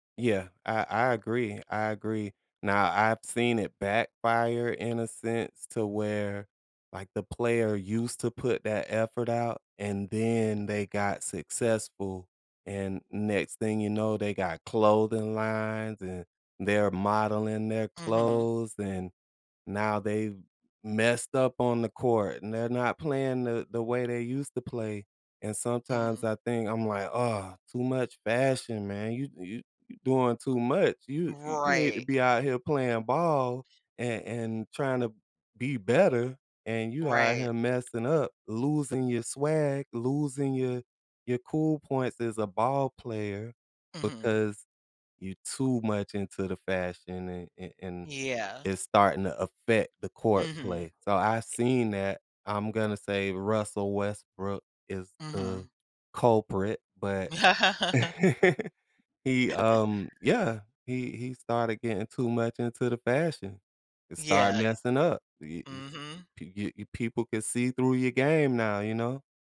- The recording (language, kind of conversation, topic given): English, unstructured, How should I balance personal expression with representing my team?
- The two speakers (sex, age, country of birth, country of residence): female, 50-54, United States, United States; male, 45-49, United States, United States
- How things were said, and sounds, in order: tapping; laugh